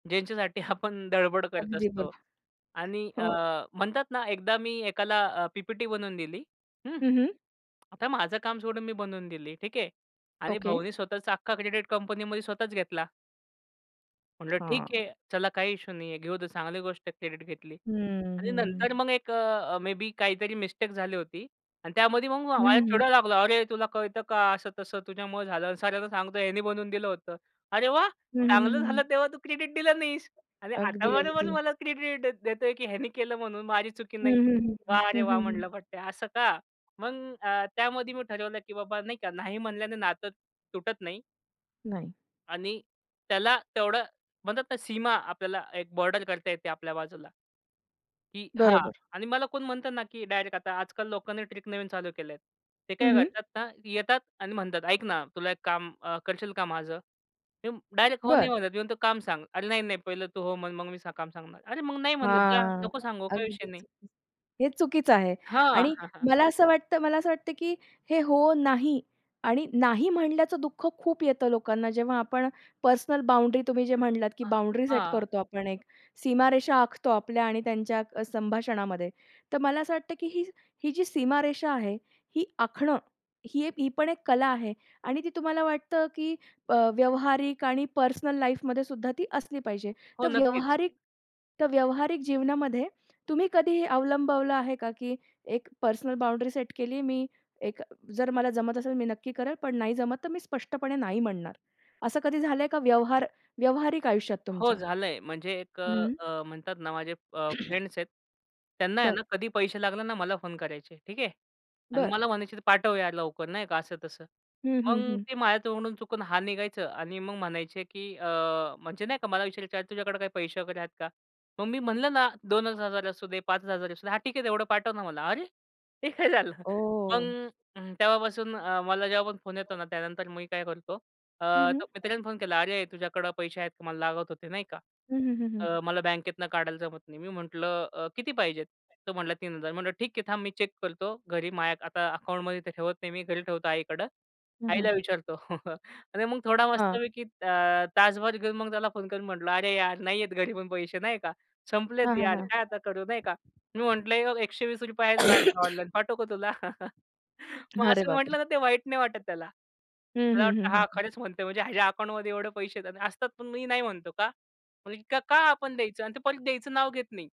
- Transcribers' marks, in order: laughing while speaking: "आपण"; other background noise; tapping; angry: "अरे वाह! चांगलं झालं तेव्हा तू क्रेडिट दिलं नाहीस"; in English: "ट्रिक"; background speech; laughing while speaking: "हां, हां"; other noise; in English: "फ्रेंड्स"; throat clearing; laughing while speaking: "अरे? हे काय झालं"; in English: "चेक"; chuckle; cough; chuckle
- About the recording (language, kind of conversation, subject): Marathi, podcast, सतत ‘हो’ म्हणण्याची सवय कशी सोडाल?